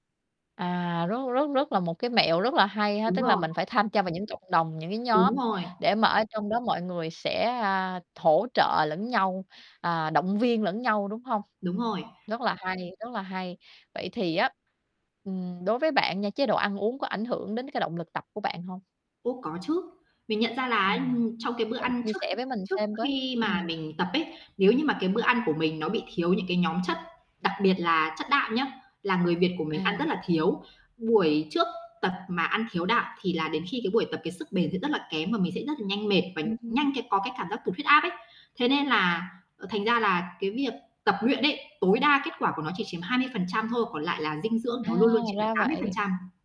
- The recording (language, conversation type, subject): Vietnamese, podcast, Bạn làm thế nào để duy trì động lực tập luyện về lâu dài?
- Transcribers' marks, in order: mechanical hum; other background noise; distorted speech; "hỗ" said as "thỗ"